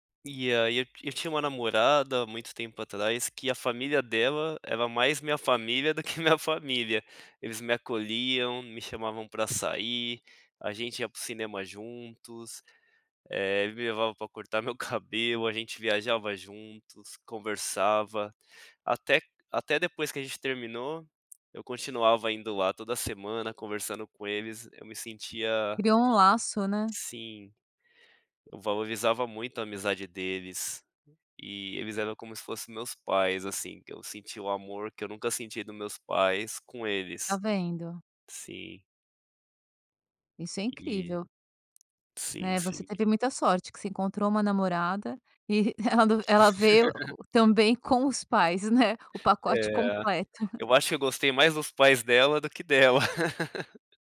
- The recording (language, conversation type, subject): Portuguese, podcast, Qual foi o momento que te ensinou a valorizar as pequenas coisas?
- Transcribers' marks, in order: laugh